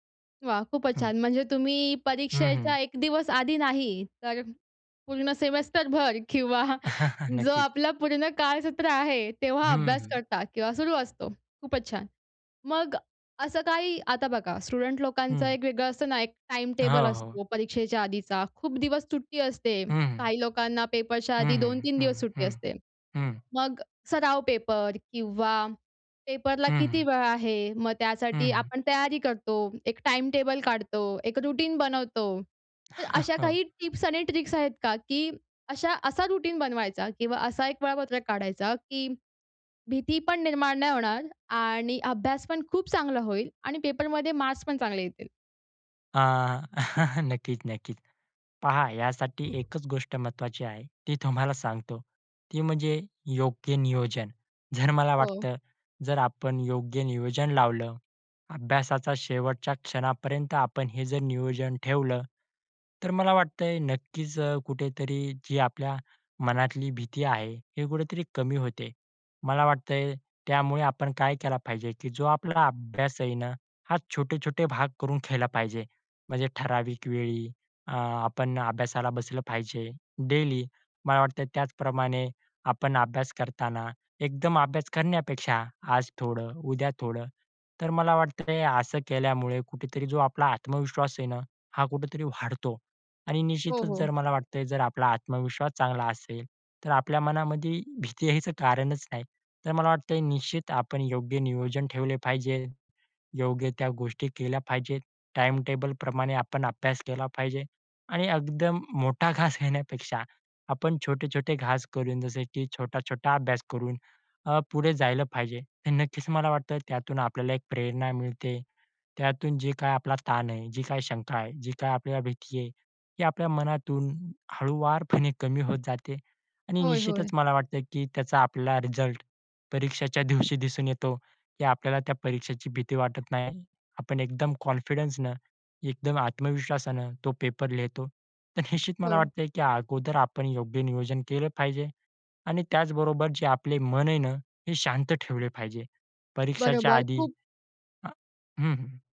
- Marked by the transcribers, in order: laughing while speaking: "किंवा"; chuckle; in English: "स्टुडंट"; in English: "रूटीन"; chuckle; in English: "ट्रिक्स"; in English: "रूटीन"; chuckle; other background noise; laughing while speaking: "तुम्हाला सांगतो"; in English: "डेली"; laughing while speaking: "घेण्यापेक्षा"; in English: "कॉन्फिडन्सनं"
- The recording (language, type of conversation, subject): Marathi, podcast, परीक्षेची भीती कमी करण्यासाठी तुम्ही काय करता?